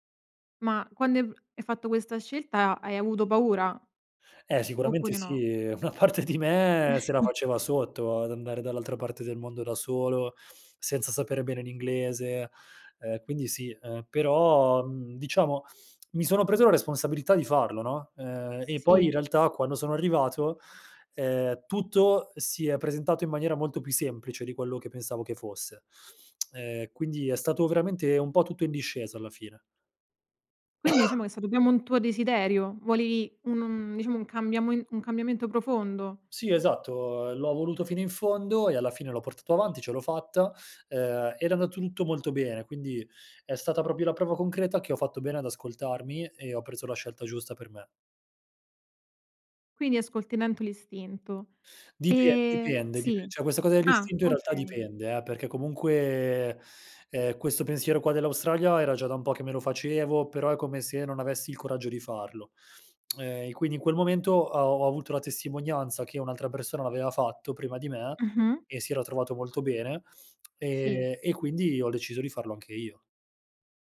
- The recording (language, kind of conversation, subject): Italian, podcast, Raccontami di una volta in cui hai seguito il tuo istinto: perché hai deciso di fidarti di quella sensazione?
- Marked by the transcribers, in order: laughing while speaking: "Una parte di me"; chuckle; tongue click; cough; "cioè" said as "ceh"